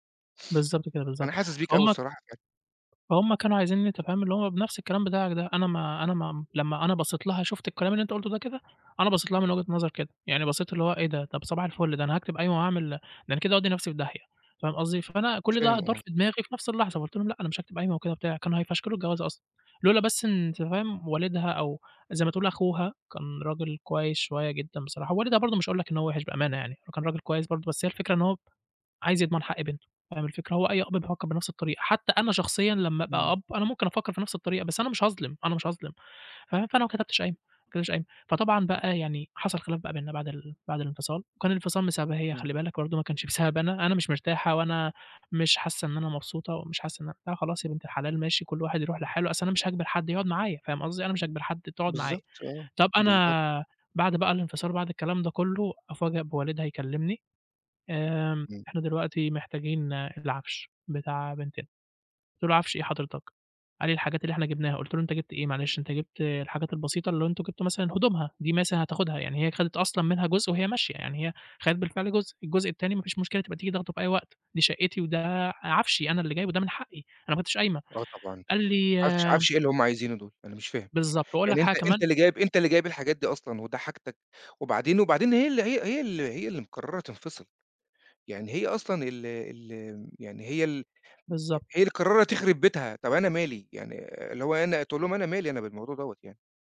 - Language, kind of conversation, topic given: Arabic, advice, إزاي نحل الخلاف على تقسيم الحاجات والهدوم بعد الفراق؟
- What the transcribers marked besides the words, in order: none